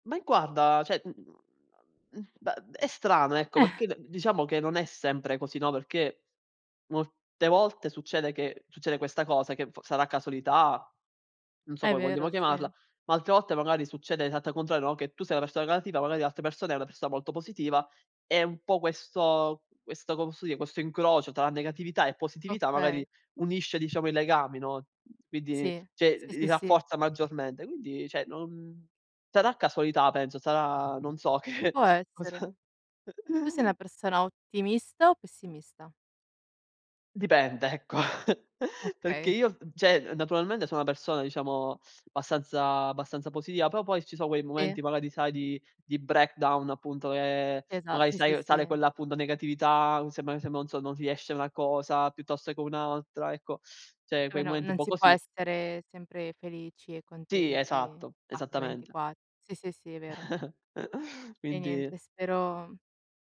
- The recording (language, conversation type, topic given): Italian, unstructured, Qual è il significato del perdono per te?
- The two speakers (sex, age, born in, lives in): female, 20-24, Italy, Italy; male, 20-24, Italy, Italy
- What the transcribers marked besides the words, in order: "cioè" said as "ceh"; "negativa" said as "ngativa"; tapping; other background noise; "Quindi" said as "quidi"; "cioè" said as "ceh"; "cioè" said as "ceh"; laughing while speaking: "che, cosa"; chuckle; laughing while speaking: "ecco"; chuckle; "cioè" said as "ceh"; "abbastanza-" said as "bastanza"; in English: "breakdown"; "Cioè" said as "ceh"; chuckle